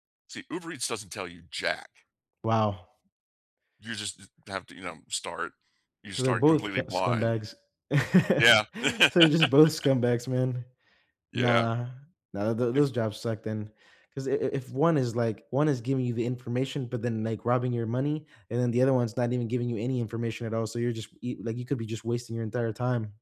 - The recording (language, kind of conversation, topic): English, unstructured, What tickets or subscriptions feel worth paying for when you want to have fun?
- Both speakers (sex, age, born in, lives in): male, 25-29, United States, United States; male, 60-64, United States, United States
- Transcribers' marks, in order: tapping; chuckle; laugh